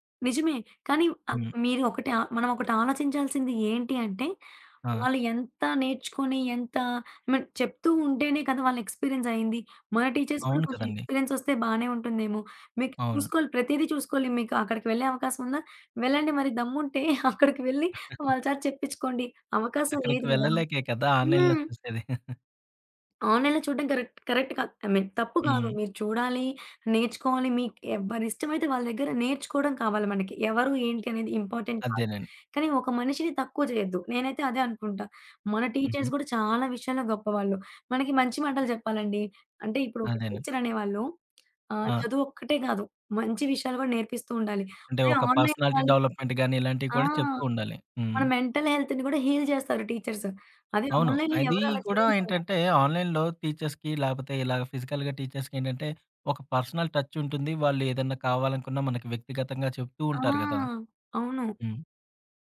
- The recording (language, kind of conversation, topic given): Telugu, podcast, ఆన్‌లైన్ నేర్చుకోవడం పాఠశాల విద్యను ఎలా మెరుగుపరచగలదని మీరు భావిస్తారు?
- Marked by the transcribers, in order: in English: "ఎక్స్‌పీరియన్స్"; in English: "టీచర్స్"; chuckle; in English: "ఆన్‌లైన్‌లో"; chuckle; in English: "ఆన్‌లైన్‌లో"; in English: "కరెక్ట్ కరెక్ట్"; tapping; in English: "ఐ మీన్"; in English: "ఇంపార్టెంట్"; in English: "టీచర్స్"; other background noise; in English: "పర్సనాలిటీ డెవలప్మెంట్"; in English: "ఆన్‌లైన్‌లో"; in English: "మెంటల్ హెల్త్‌ని"; in English: "హీల్"; in English: "టీచర్స్"; in English: "ఆన్‌లైన్‌లో"; in English: "ఆన్‌లైన్‌లో టీచర్స్‌కి"; in English: "ఫిజికల్‌గా టీచర్స్‌కి"; in English: "పర్సనల్"